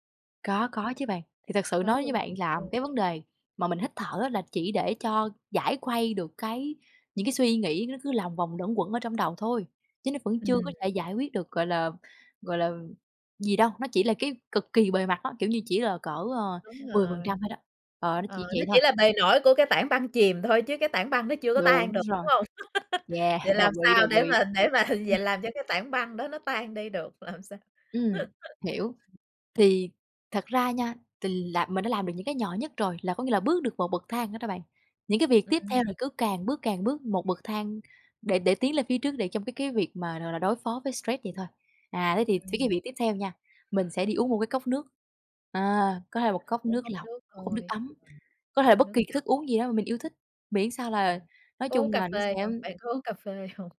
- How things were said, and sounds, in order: tapping; laughing while speaking: "Yeah"; laugh; laughing while speaking: "mà"; laughing while speaking: "làm sao?"; chuckle
- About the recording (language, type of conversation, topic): Vietnamese, podcast, Bạn đối phó với căng thẳng hằng ngày bằng cách nào?